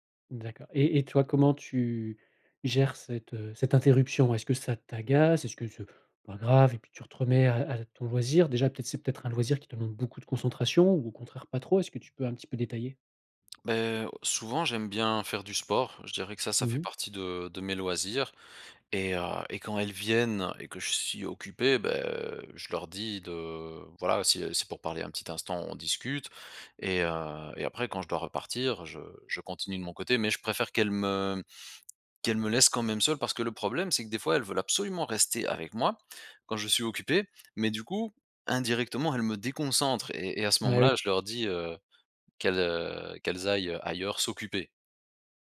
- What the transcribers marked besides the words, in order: drawn out: "tu"; drawn out: "beh"; drawn out: "de"; drawn out: "me"; drawn out: "heu"
- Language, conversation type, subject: French, podcast, Comment trouves-tu l’équilibre entre le travail et les loisirs ?